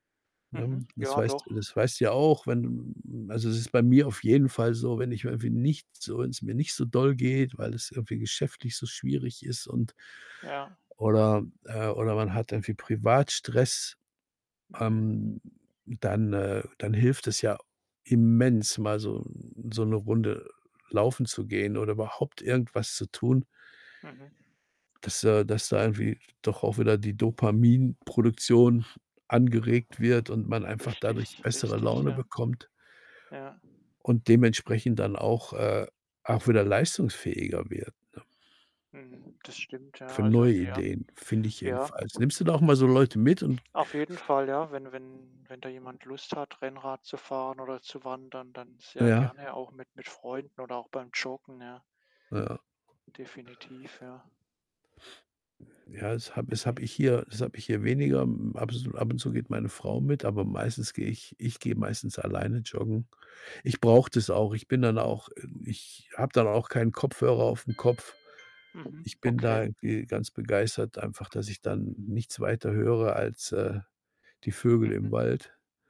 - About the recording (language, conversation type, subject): German, unstructured, Gibt es eine Aktivität, die dir hilft, Stress abzubauen?
- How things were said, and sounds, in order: wind; tapping; other background noise; unintelligible speech; alarm